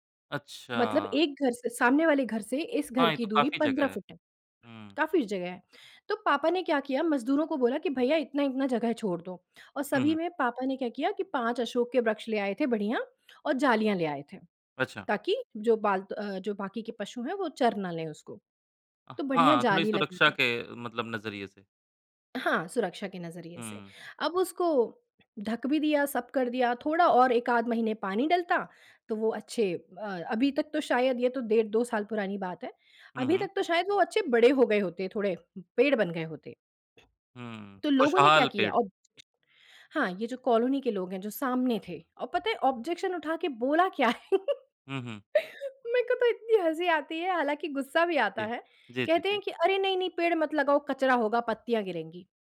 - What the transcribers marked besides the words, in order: tapping; in English: "ऑब्जेक्शन"; chuckle
- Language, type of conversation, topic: Hindi, podcast, शहर में हरियाली बढ़ाने के लिए क्या किया जाना चाहिए?